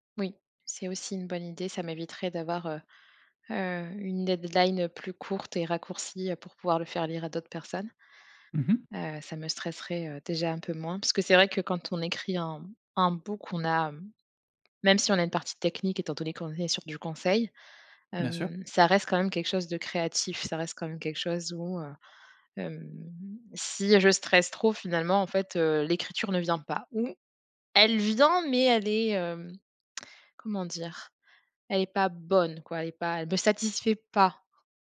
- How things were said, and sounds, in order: other background noise; "donné" said as "tonné"; drawn out: "hem"; stressed: "vient"; tongue click; stressed: "bonne"; stressed: "pas"
- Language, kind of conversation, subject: French, advice, Comment surmonter un blocage d’écriture à l’approche d’une échéance ?